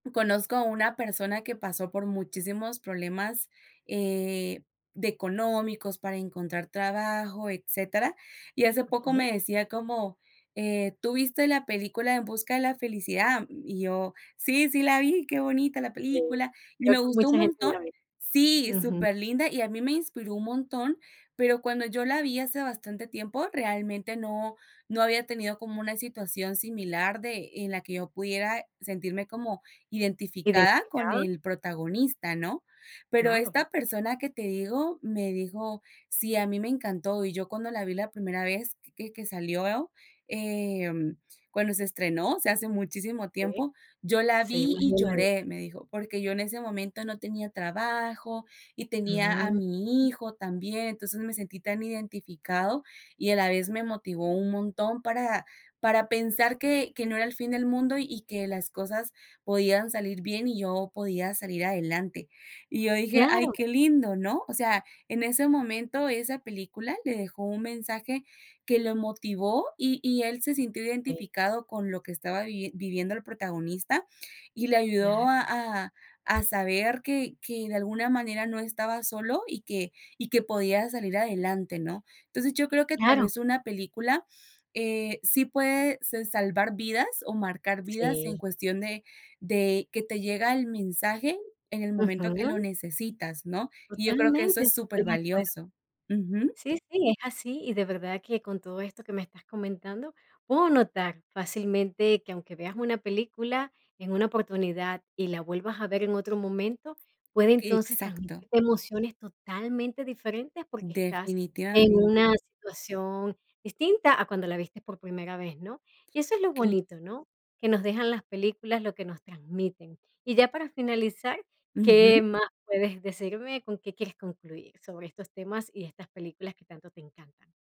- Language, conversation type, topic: Spanish, podcast, ¿Qué película te marcó y por qué?
- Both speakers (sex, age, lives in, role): female, 20-24, United States, guest; female, 40-44, United States, host
- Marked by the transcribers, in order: other background noise; other noise; tapping